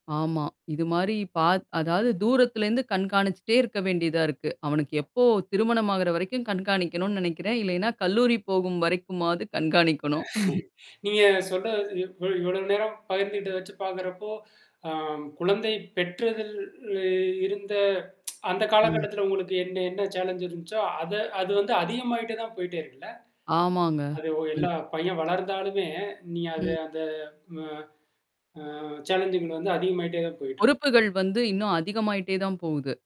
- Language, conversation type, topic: Tamil, podcast, ஒரு குழந்தையை வளர்க்கும்போது முதன்மையாக எதை முக்கியமாகக் கொள்ள வேண்டும்?
- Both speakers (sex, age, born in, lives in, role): female, 45-49, India, India, guest; male, 35-39, India, India, host
- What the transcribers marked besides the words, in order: sneeze; static; chuckle; tapping; tsk; in English: "சேலன்ஜ்"; other background noise; in English: "சாலன்ஜிங்"